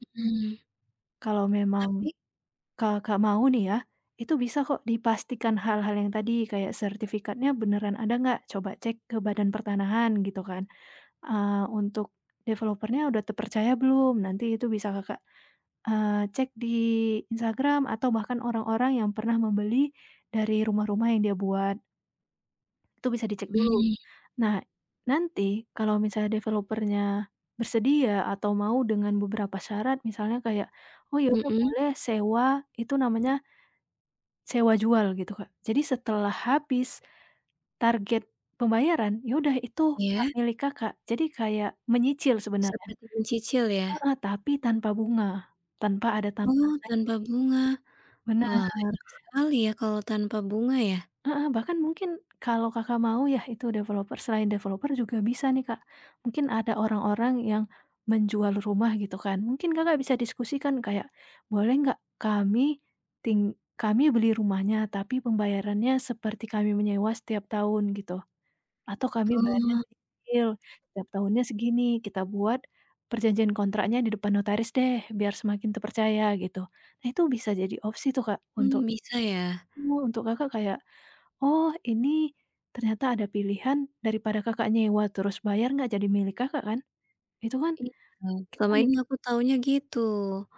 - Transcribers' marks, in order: tapping; in English: "developer-nya"; in English: "developer-nya"; in English: "developer"; in English: "developer"
- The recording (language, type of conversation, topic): Indonesian, advice, Haruskah saya membeli rumah pertama atau terus menyewa?